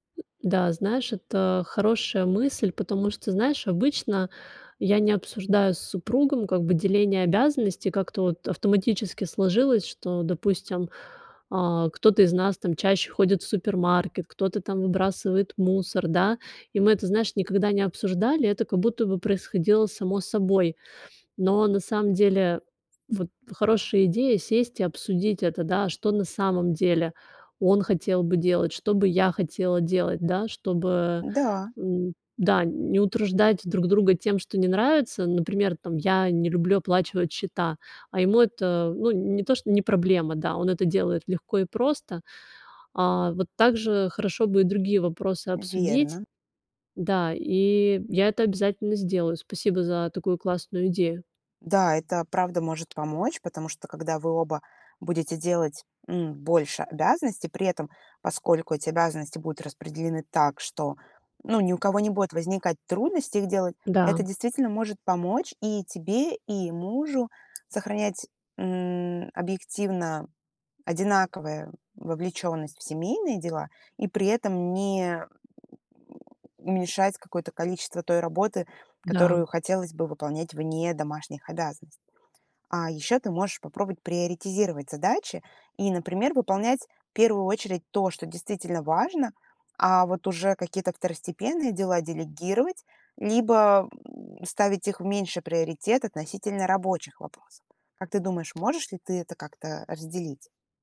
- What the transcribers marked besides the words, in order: tapping
- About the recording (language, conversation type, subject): Russian, advice, Как мне спланировать постепенное возвращение к своим обязанностям?